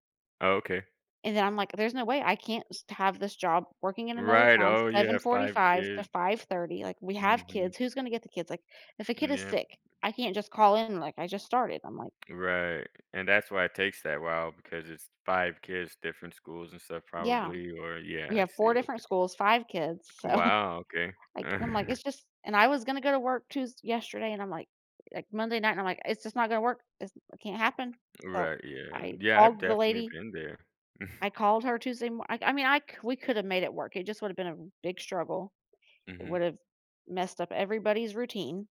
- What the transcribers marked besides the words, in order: other background noise; tapping; laughing while speaking: "so"; chuckle; chuckle
- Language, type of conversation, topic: English, unstructured, How do your interests and experiences shape the careers you consider?